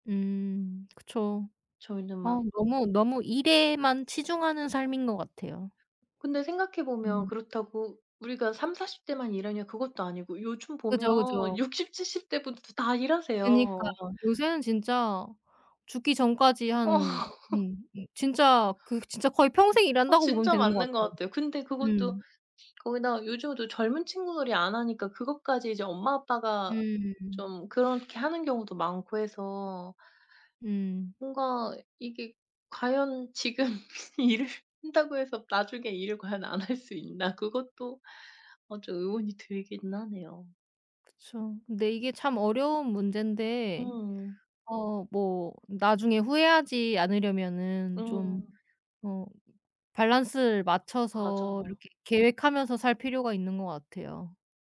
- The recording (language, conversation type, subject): Korean, unstructured, 꿈을 이루기 위해 지금의 행복을 희생할 수 있나요?
- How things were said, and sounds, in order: other background noise; background speech; tapping; laughing while speaking: "어"; laughing while speaking: "지금 일을"; laughing while speaking: "할 수"